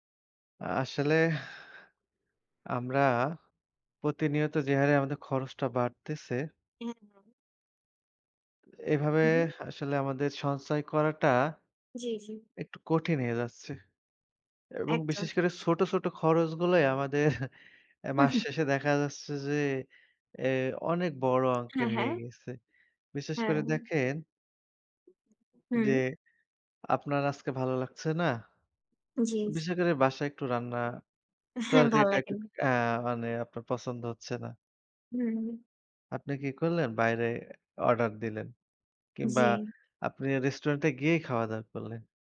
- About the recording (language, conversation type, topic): Bengali, unstructured, ছোট ছোট খরচ নিয়ন্ত্রণ করলে কীভাবে বড় সঞ্চয় হয়?
- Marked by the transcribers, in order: "একটু" said as "একটুক"; other background noise